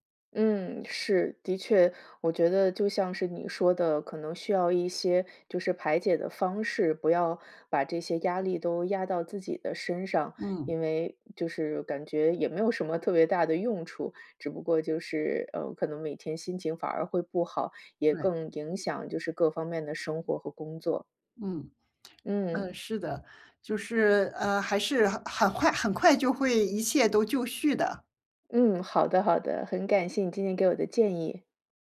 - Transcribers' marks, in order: other background noise
- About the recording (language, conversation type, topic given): Chinese, advice, 如何适应生活中的重大变动？